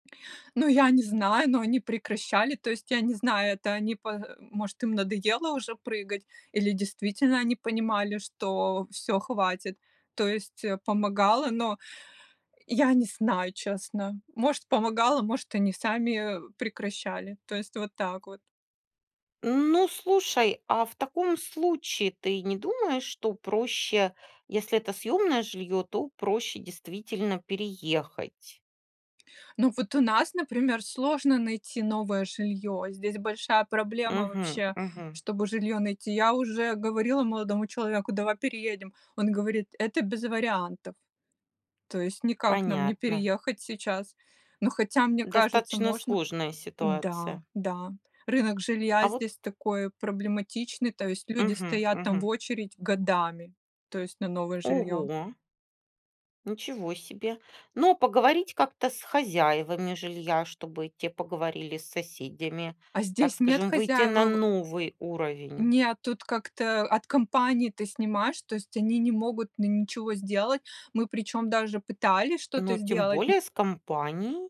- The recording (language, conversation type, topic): Russian, podcast, Как наладить отношения с соседями?
- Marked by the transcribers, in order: tapping